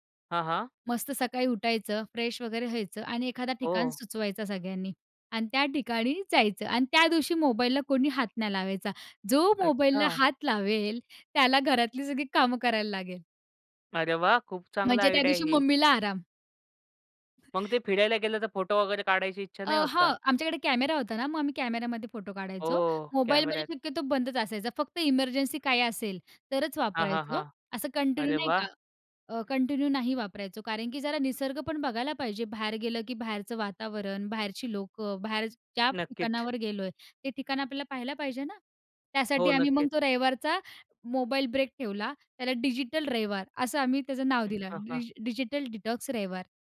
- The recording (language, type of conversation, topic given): Marathi, podcast, तुम्ही इलेक्ट्रॉनिक साधनांपासून विराम कधी आणि कसा घेता?
- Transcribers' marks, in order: in English: "फ्रेश"; in English: "आयडिया"; other background noise; in English: "कंटिन्यू"; in English: "कंटिन्यू"; in English: "डिटॉक्स"